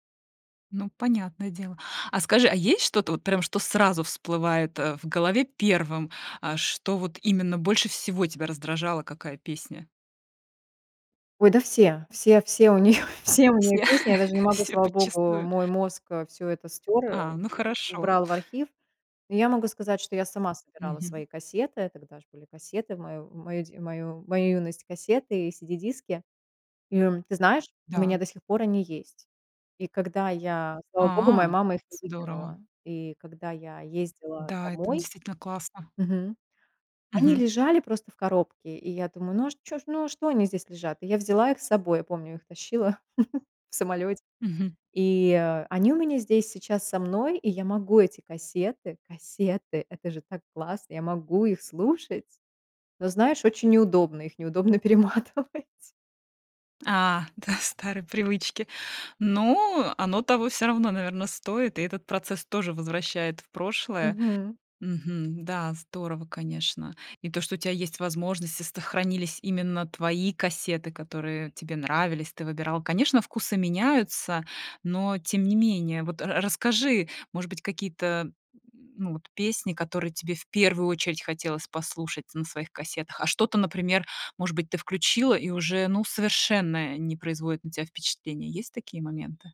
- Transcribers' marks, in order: laughing while speaking: "нее"; other background noise; laughing while speaking: "Все"; tapping; chuckle; stressed: "кассеты!"; laughing while speaking: "перематывать"; laughing while speaking: "да"
- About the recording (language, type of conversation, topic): Russian, podcast, Куда вы обычно обращаетесь за музыкой, когда хочется поностальгировать?